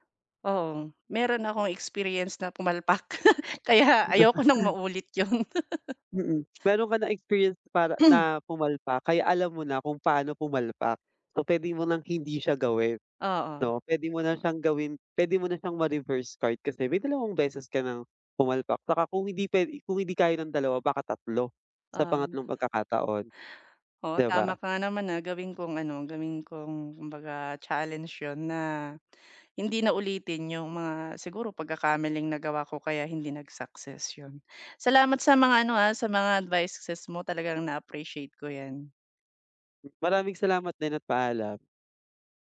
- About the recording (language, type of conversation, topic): Filipino, advice, Paano mo haharapin ang takot na magkamali o mabigo?
- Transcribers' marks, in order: laugh; other background noise; throat clearing; tapping